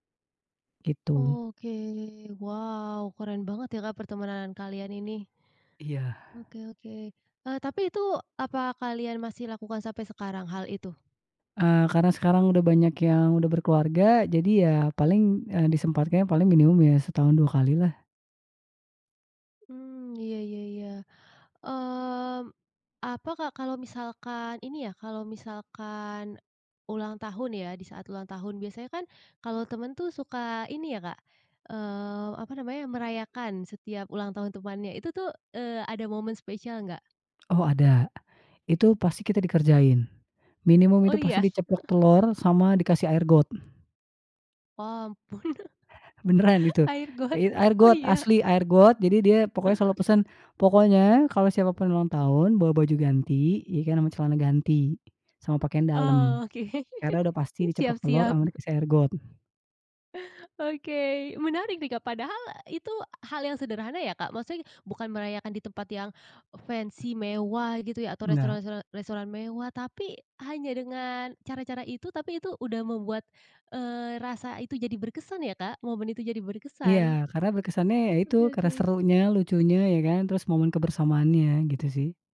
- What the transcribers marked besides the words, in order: chuckle; chuckle; laughing while speaking: "Air got, oh iya?"; chuckle
- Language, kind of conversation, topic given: Indonesian, podcast, Apa trikmu agar hal-hal sederhana terasa berkesan?